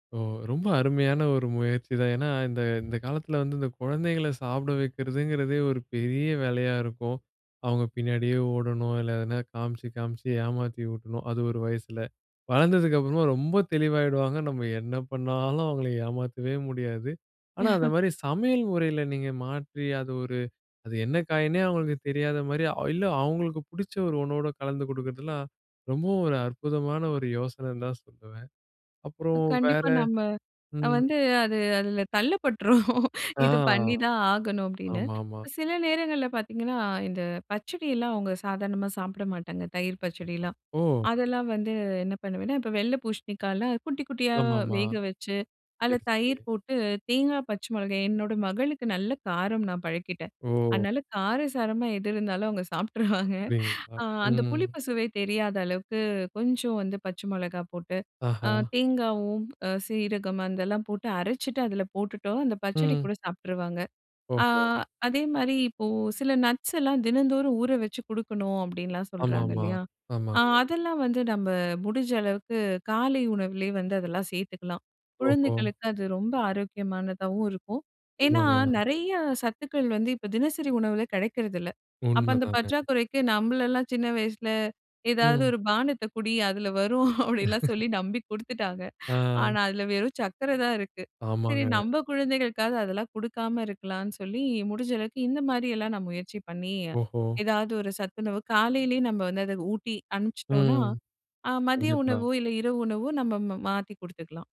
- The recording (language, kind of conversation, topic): Tamil, podcast, ஆரோக்கியத்தைப் பேணிக்கொண்டே சுவை குறையாமல் நீங்கள் எப்படி சமைப்பீர்கள்?
- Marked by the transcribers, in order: other noise; laugh; laughing while speaking: "தள்ளப் பட்டுறோம்"; laughing while speaking: "சாப்ட்டுருவாங்க"; in English: "நட்ஸ்"; in English: "வரும் அப்படிலாம் சொல்லி நம்பி"; laugh